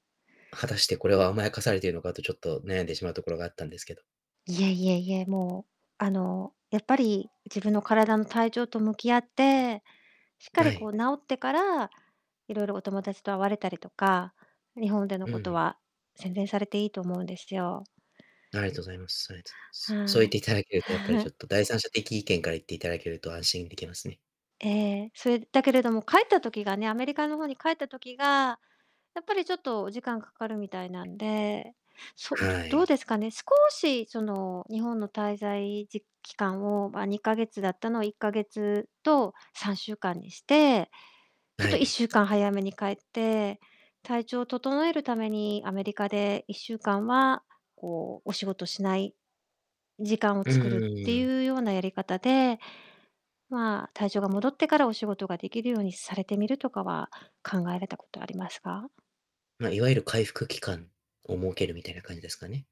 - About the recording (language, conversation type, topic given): Japanese, advice, 引っ越してから日常のリズムが崩れて落ち着かないのですが、どうすれば整えられますか？
- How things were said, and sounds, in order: distorted speech; chuckle; tapping; static